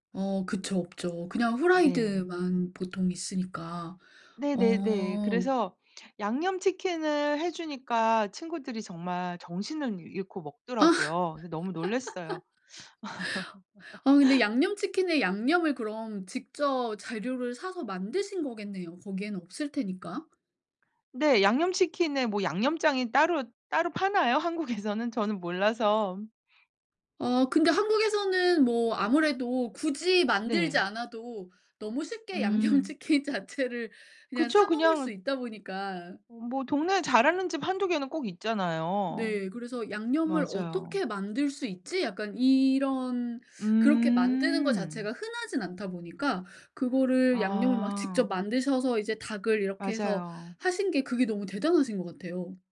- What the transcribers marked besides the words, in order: laughing while speaking: "아"; other background noise; laugh; laugh; tapping; laughing while speaking: "양념치킨 자체를"
- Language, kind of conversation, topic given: Korean, podcast, 명절에 음식을 나눴던 기억이 있으신가요?